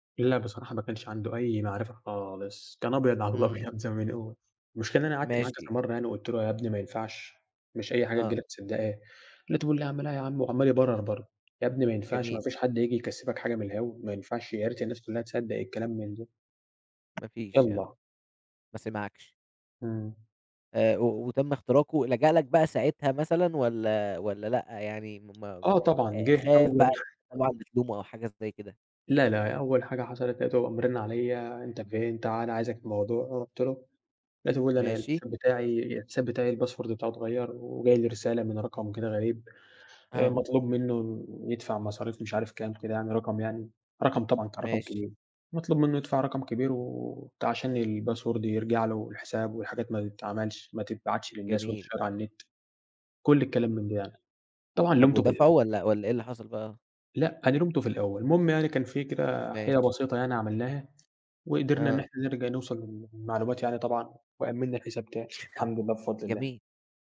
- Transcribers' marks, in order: laughing while speaking: "على الأبيض"; tapping; other background noise; unintelligible speech; in English: "الباسورد"; in English: "الباسورد"; in English: "وتتشير"
- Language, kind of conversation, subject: Arabic, podcast, ازاي بتحافظ على خصوصيتك على الإنترنت من وجهة نظرك؟